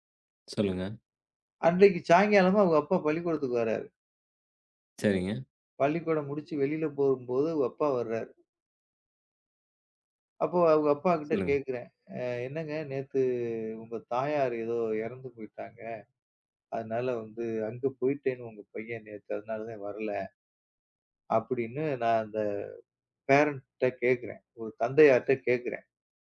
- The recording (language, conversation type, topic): Tamil, podcast, நேர்மை நம்பிக்கையை உருவாக்குவதில் எவ்வளவு முக்கியம்?
- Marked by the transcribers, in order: in English: "பேரண்ட்ட"